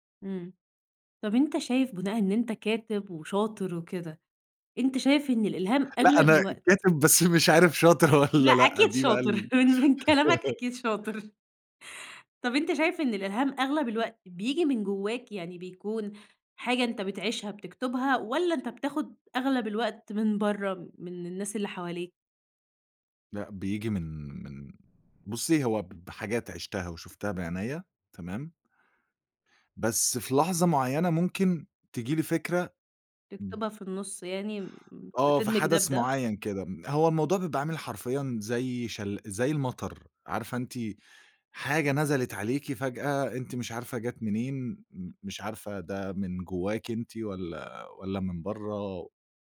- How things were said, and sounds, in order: laughing while speaking: "بس مش عارف شاطر والّا لأ"; laughing while speaking: "من من كلامك أكيد شاطر"; laugh; tapping; unintelligible speech
- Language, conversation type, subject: Arabic, podcast, بتشتغل إزاي لما الإلهام يغيب؟